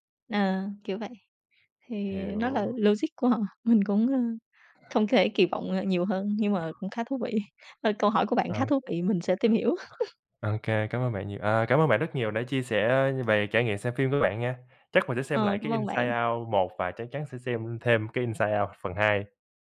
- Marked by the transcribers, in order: other background noise; unintelligible speech; chuckle; tapping
- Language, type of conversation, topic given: Vietnamese, unstructured, Phim nào khiến bạn nhớ mãi không quên?